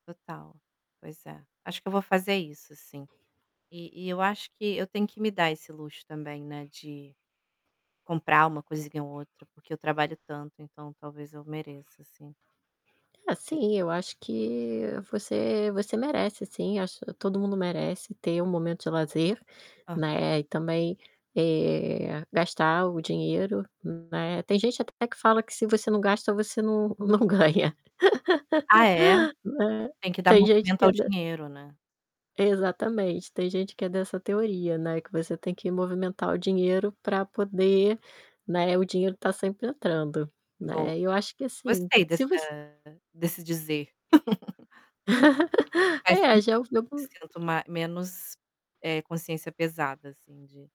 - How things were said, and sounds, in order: static; other background noise; distorted speech; laugh; laugh; tapping
- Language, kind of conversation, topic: Portuguese, advice, Quais compras por impulso online costumam arruinar o seu orçamento mensal?